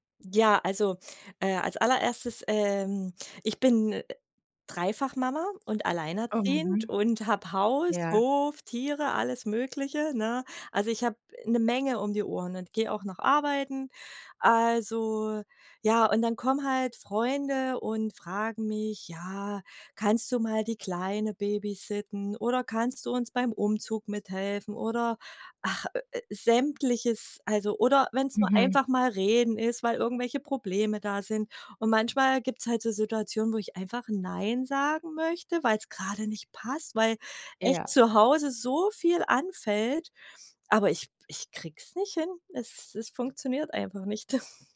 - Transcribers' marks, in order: other background noise; stressed: "so"; chuckle
- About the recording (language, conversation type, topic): German, advice, Warum fällt es dir schwer, bei Bitten Nein zu sagen?